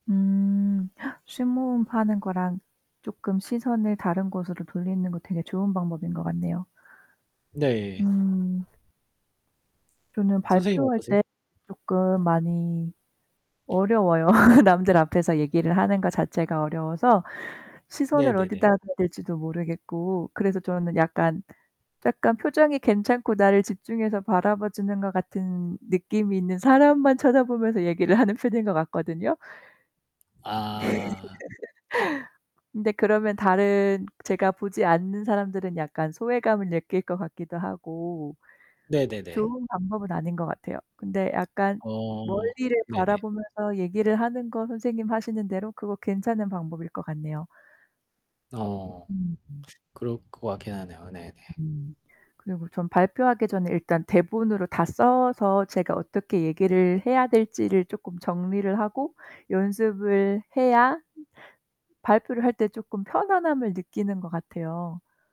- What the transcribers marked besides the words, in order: static; other background noise; distorted speech; laugh; tapping; laugh
- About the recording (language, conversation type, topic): Korean, unstructured, 자신을 가장 잘 표현하는 방법은 무엇이라고 생각하나요?